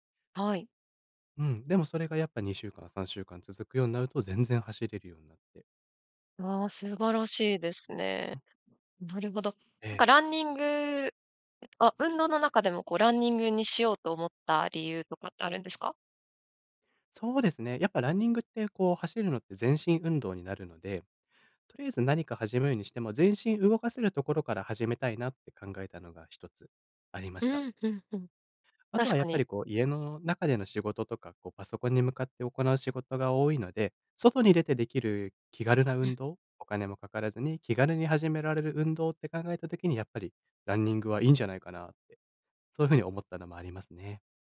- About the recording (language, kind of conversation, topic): Japanese, podcast, 習慣を身につけるコツは何ですか？
- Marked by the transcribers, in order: none